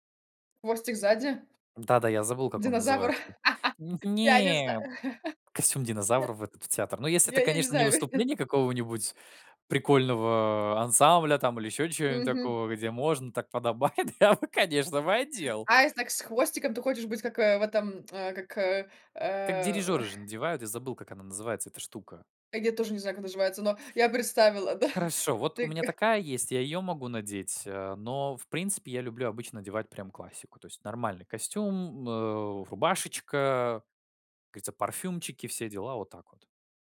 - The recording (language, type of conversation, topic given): Russian, podcast, Как одежда помогает тебе выразить себя?
- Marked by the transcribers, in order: laugh; laughing while speaking: "Я я не знаю"; laughing while speaking: "я бы, конечно бы, одел"; chuckle